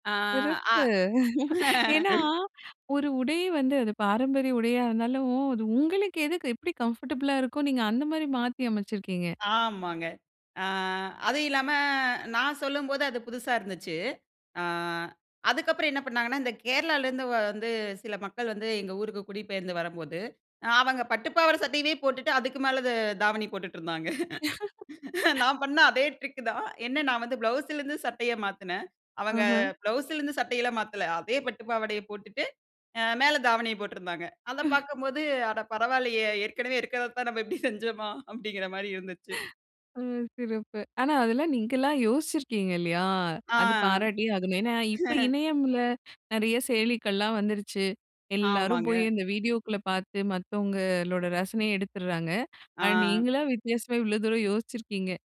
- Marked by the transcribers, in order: laugh; in English: "கம்ஃபர்டபுளா"; laugh; laugh; laugh; laugh
- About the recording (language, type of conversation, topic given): Tamil, podcast, பாரம்பரிய உடைகளை நவீனமாக மாற்றுவது பற்றி நீங்கள் என்ன நினைக்கிறீர்கள்?